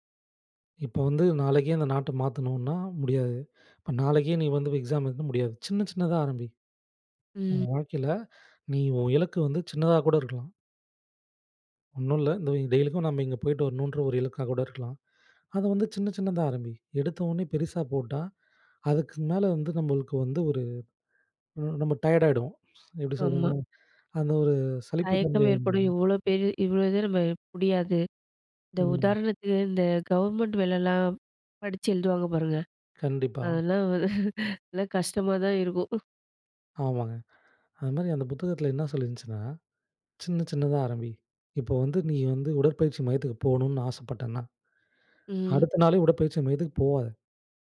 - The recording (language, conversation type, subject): Tamil, podcast, மாறாத பழக்கத்தை மாற்ற ஆசை வந்தா ஆரம்பம் எப்படி?
- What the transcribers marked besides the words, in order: in English: "எக்ஸாம்"; in English: "கவர்மெண்ட்"; laughing while speaking: "வ நல்ல கஷ்டமா தான் இருக்கும்"; inhale